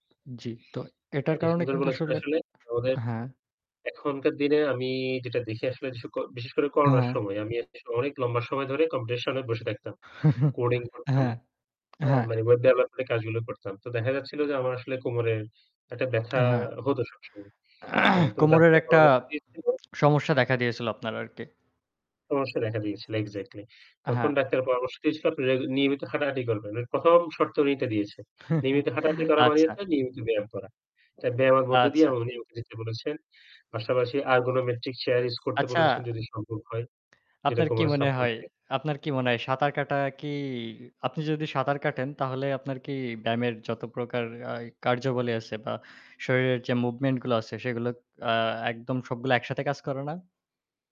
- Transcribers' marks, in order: static; other background noise; unintelligible speech; chuckle; throat clearing; chuckle; horn
- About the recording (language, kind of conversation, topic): Bengali, unstructured, আপনি কেন মনে করেন নিয়মিত ব্যায়াম করা গুরুত্বপূর্ণ?